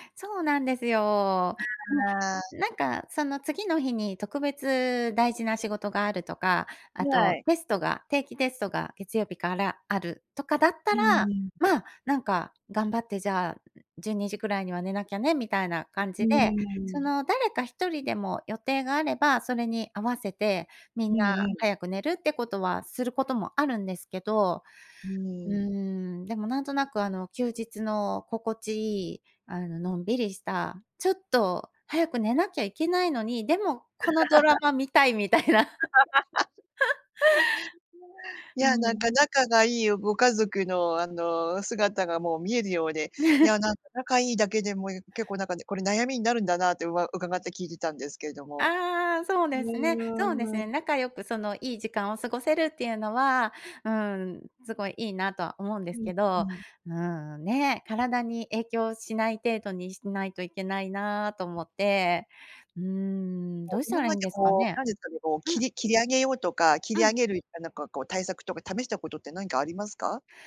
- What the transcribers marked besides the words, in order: chuckle; laugh; other background noise; laughing while speaking: "みたいな"; laugh; chuckle
- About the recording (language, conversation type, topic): Japanese, advice, 休日に生活リズムが乱れて月曜がつらい